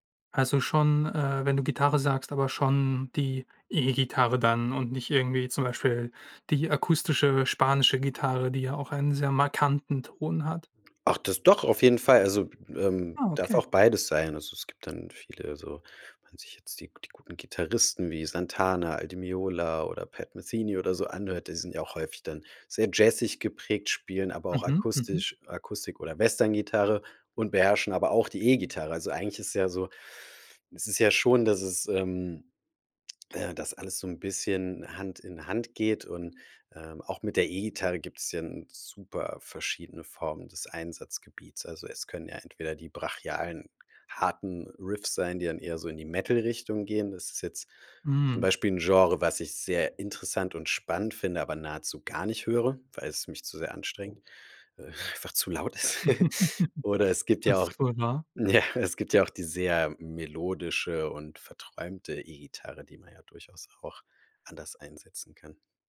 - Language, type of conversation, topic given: German, podcast, Wer oder was hat deinen Musikgeschmack geprägt?
- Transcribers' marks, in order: giggle; laughing while speaking: "einfach zu laut ist"; chuckle; laughing while speaking: "ja"